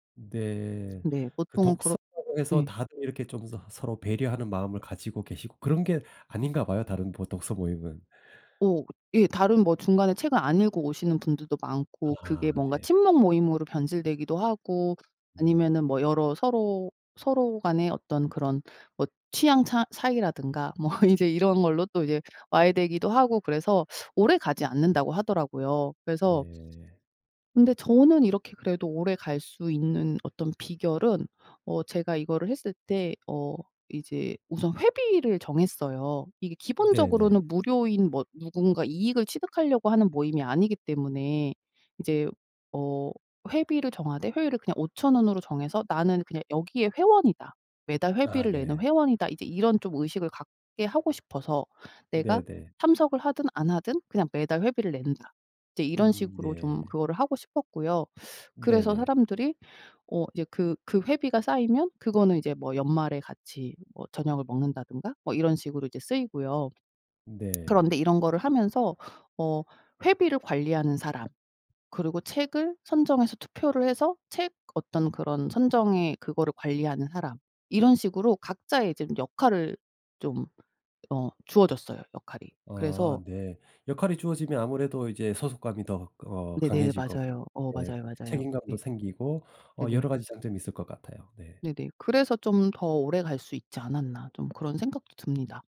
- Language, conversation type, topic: Korean, podcast, 취미 모임이나 커뮤니티에 참여해 본 경험은 어땠나요?
- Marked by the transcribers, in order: laughing while speaking: "뭐"; other background noise; lip smack; tapping